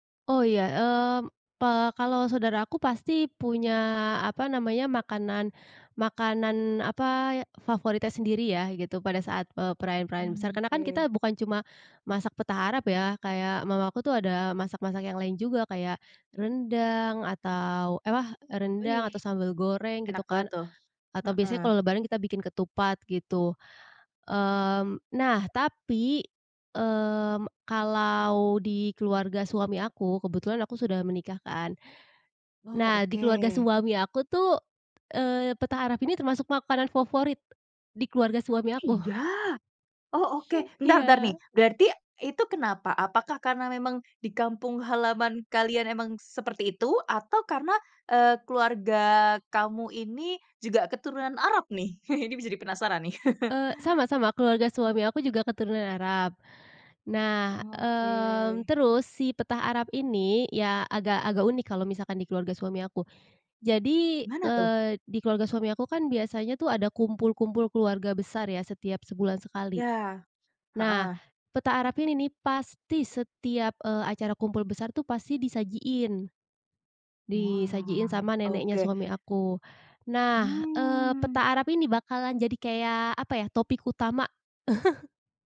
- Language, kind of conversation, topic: Indonesian, podcast, Apa makanan khas perayaan di kampung halamanmu yang kamu rindukan?
- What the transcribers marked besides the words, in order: tapping; chuckle; chuckle; drawn out: "Mmm"; chuckle